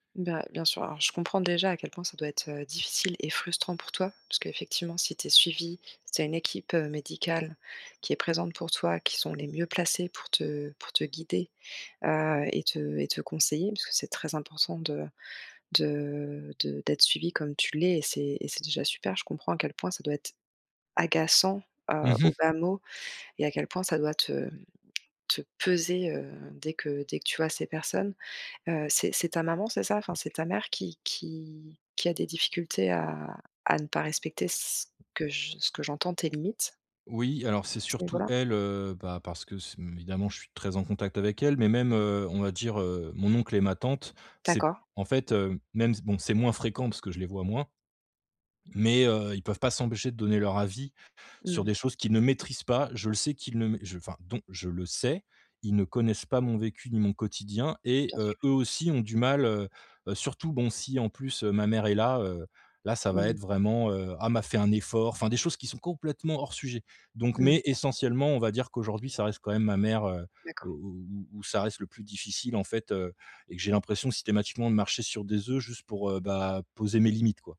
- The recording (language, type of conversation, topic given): French, advice, Comment réagir lorsque ses proches donnent des conseils non sollicités ?
- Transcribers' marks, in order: stressed: "agaçant"; stressed: "peser"; tapping; other background noise; stressed: "sais"